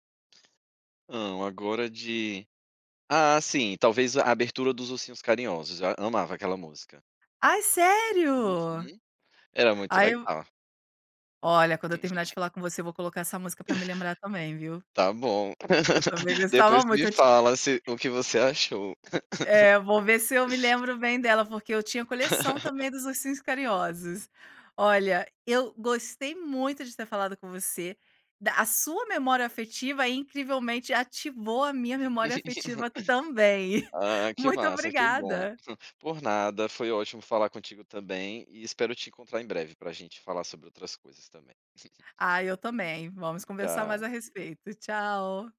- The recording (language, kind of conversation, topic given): Portuguese, podcast, Qual programa infantil da sua infância você lembra com mais saudade?
- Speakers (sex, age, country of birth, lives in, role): female, 40-44, Brazil, Italy, host; male, 35-39, Brazil, Netherlands, guest
- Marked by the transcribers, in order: tapping; surprised: "Ai sério?"; chuckle; laugh; laugh; chuckle; chuckle; chuckle